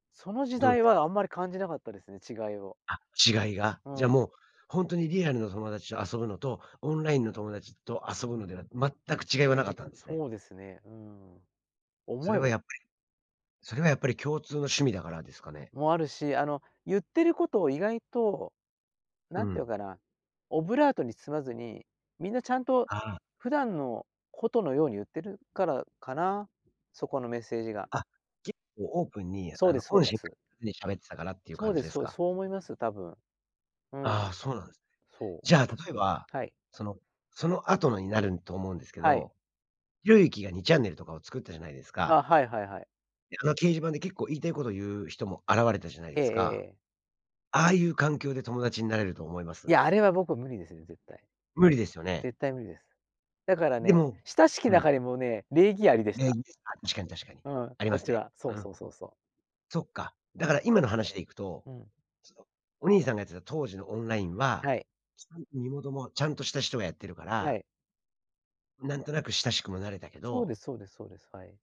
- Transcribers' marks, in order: other noise; other background noise
- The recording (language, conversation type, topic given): Japanese, podcast, オンラインで築く親しさと実際に会って築く親しさには、どんな違いがありますか？